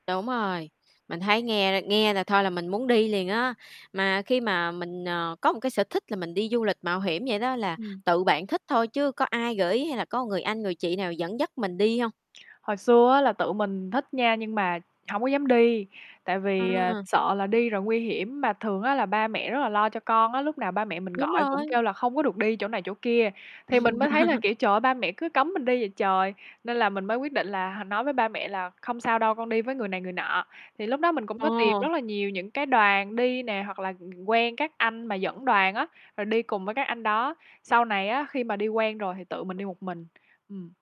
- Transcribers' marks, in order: tapping; static; other background noise; laughing while speaking: "Ừm"; laugh
- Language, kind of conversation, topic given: Vietnamese, podcast, Kỷ niệm đáng nhớ nhất của bạn liên quan đến sở thích này là gì?